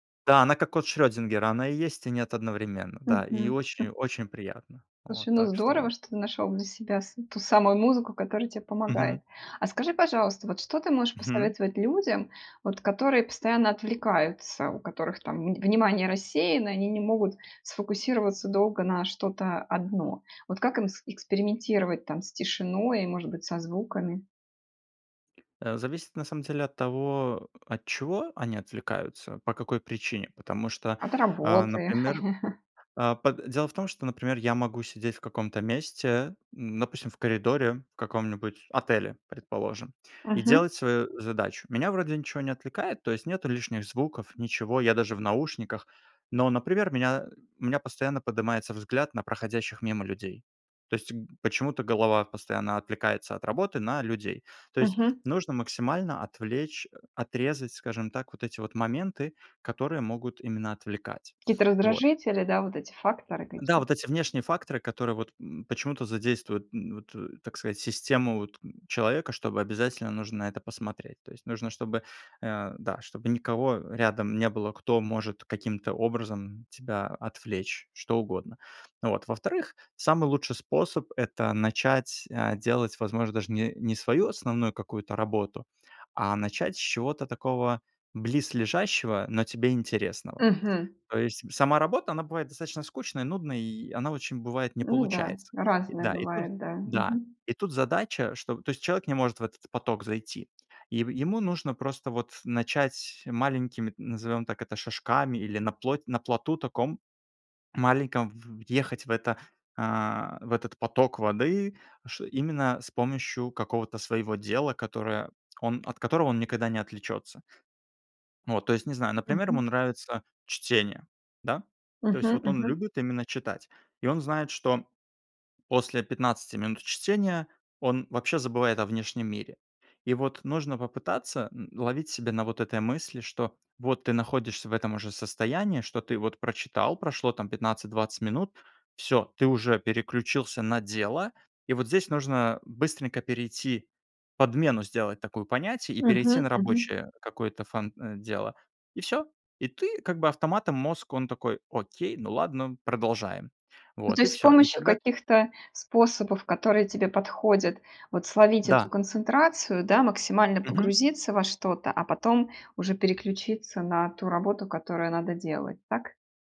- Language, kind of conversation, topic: Russian, podcast, Предпочитаешь тишину или музыку, чтобы лучше сосредоточиться?
- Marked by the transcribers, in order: tapping; chuckle; background speech